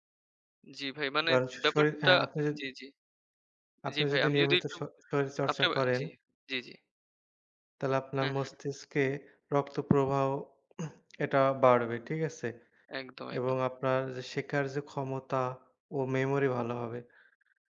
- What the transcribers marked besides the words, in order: other noise; throat clearing
- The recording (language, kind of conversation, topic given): Bengali, unstructured, তুমি কি মনে করো মানসিক স্বাস্থ্যের জন্য শরীরচর্চা কতটা গুরুত্বপূর্ণ?